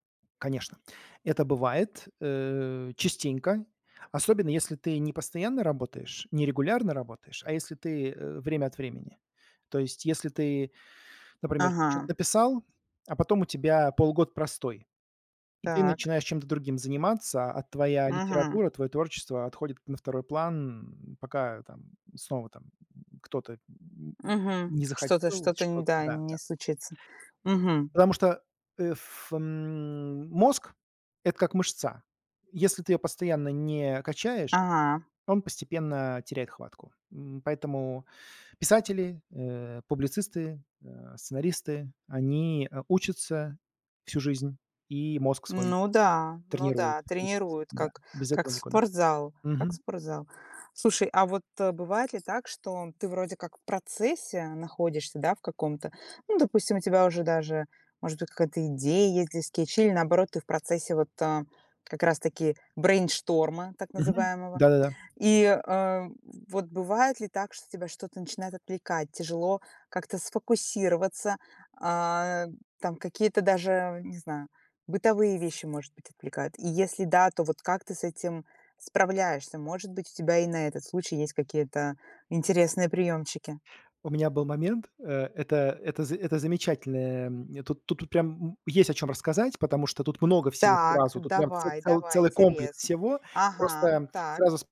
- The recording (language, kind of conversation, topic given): Russian, podcast, Как ты придумываешь идеи для историй и скетчей?
- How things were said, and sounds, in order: tapping